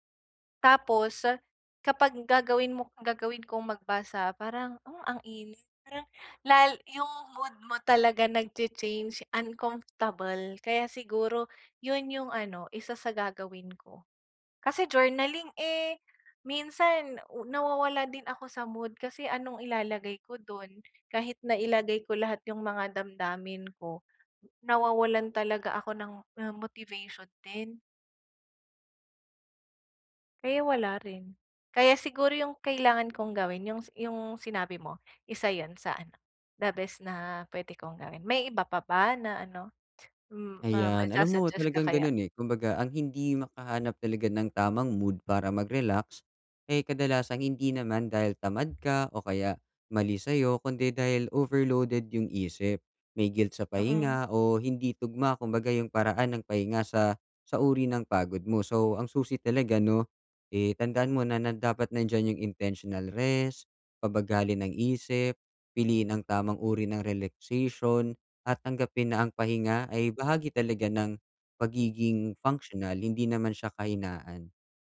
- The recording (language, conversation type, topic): Filipino, advice, Bakit hindi ako makahanap ng tamang timpla ng pakiramdam para magpahinga at mag-relaks?
- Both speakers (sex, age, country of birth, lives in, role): female, 20-24, Philippines, Philippines, user; male, 25-29, Philippines, Philippines, advisor
- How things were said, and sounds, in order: lip smack